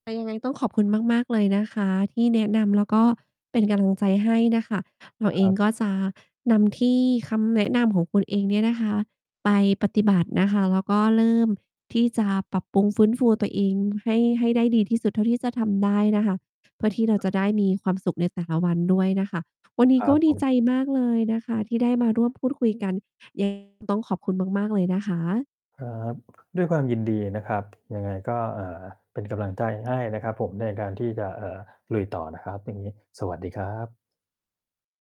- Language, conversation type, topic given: Thai, advice, ฉันควรเริ่มฟื้นฟูตัวเองจากความเหนื่อยสะสมอย่างไรดี?
- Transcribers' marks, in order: tapping; distorted speech; other background noise